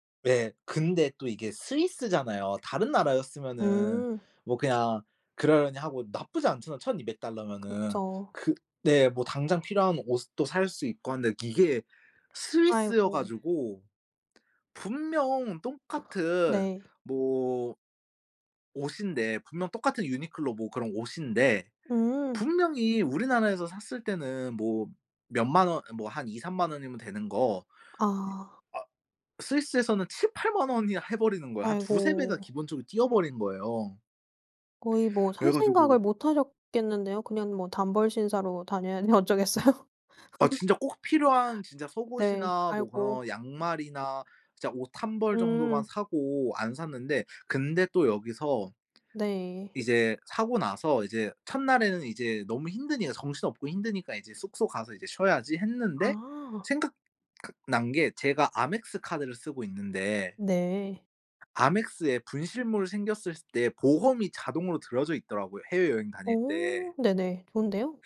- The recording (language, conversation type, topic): Korean, podcast, 짐을 잃어버렸을 때 그 상황을 어떻게 해결하셨나요?
- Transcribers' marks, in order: other background noise; "똑같은" said as "똥가튼"; laughing while speaking: "어쩌겠어요"; laugh